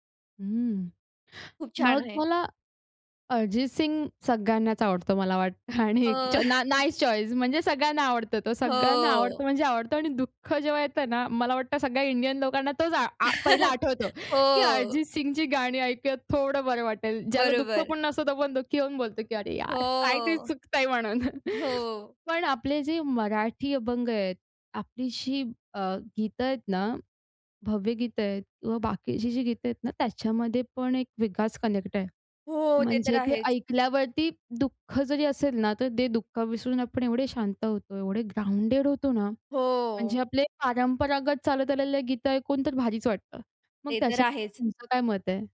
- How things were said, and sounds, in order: other background noise; in English: "चॉइस"; chuckle; in English: "इंडियन"; chuckle; tapping; chuckle; "भावगीत" said as "भव्यगीतं"; in English: "कनेक्ट"
- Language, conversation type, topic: Marathi, podcast, दुःखाच्या क्षणी तुला कोणत्या गाण्याने सांत्वन दिलं?